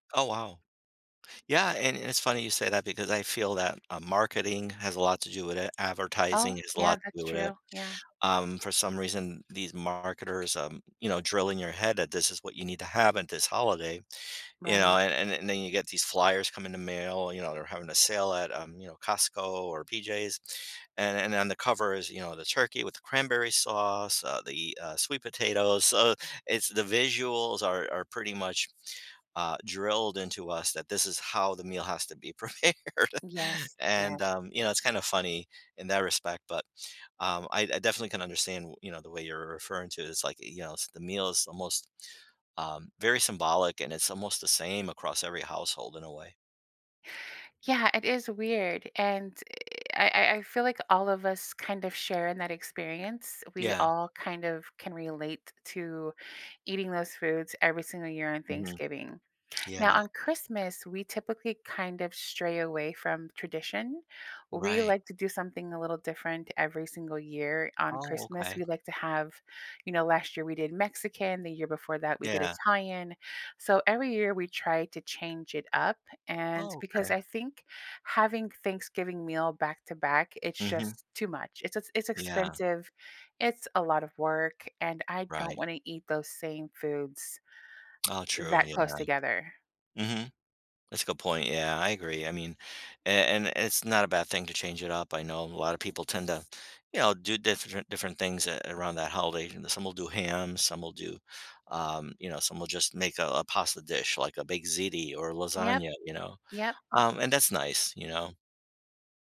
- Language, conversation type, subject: English, unstructured, How can I understand why holidays change foods I crave or avoid?
- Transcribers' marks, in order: tapping; other background noise; laughing while speaking: "prepared"; laugh; drawn out: "i"